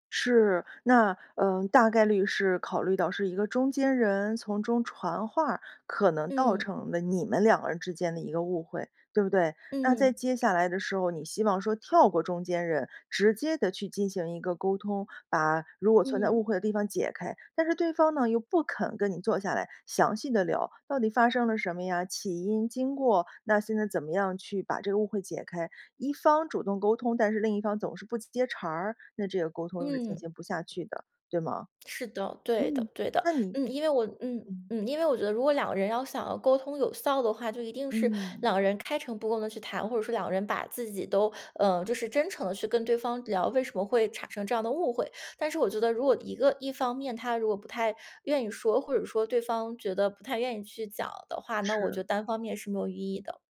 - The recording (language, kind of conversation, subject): Chinese, podcast, 你会怎么修复沟通中的误解？
- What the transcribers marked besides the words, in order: other background noise